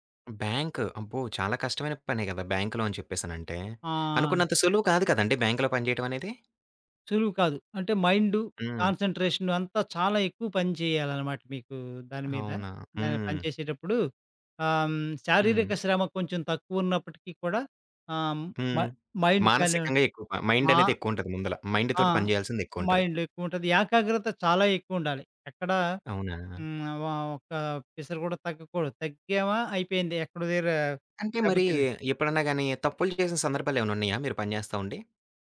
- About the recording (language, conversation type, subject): Telugu, podcast, ఒక కష్టమైన రోజు తర్వాత నువ్వు రిలాక్స్ అవడానికి ఏం చేస్తావు?
- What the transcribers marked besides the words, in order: in English: "బ్యాంక్"; in English: "బ్యాంక్‌లో"; in English: "బ్యాంక్‌లో"; in English: "కాన్సంట్రేషన్"; in English: "మ మైండ్"; in English: "మైండ్"; in English: "మైండ్"